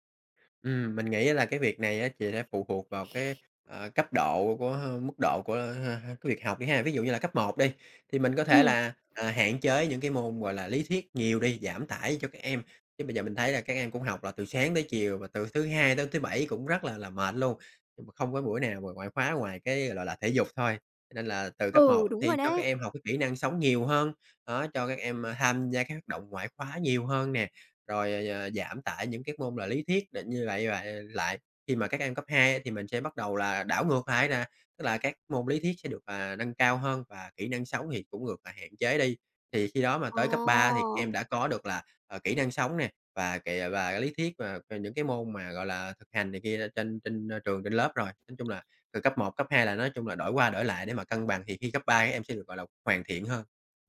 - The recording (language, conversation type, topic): Vietnamese, podcast, Bạn nghĩ nhà trường nên dạy kỹ năng sống như thế nào?
- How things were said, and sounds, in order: tapping; other background noise